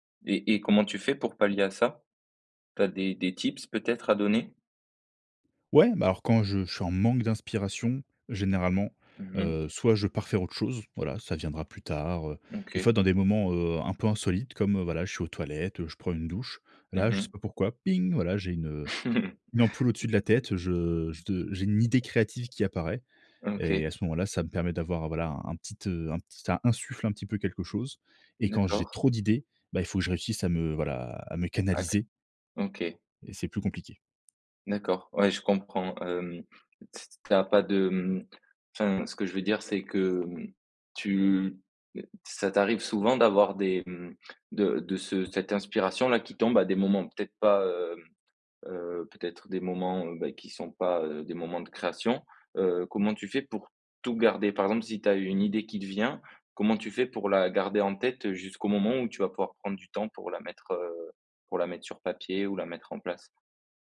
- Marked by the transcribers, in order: stressed: "ping"; laugh; other background noise; tapping
- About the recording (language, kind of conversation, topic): French, podcast, Processus d’exploration au démarrage d’un nouveau projet créatif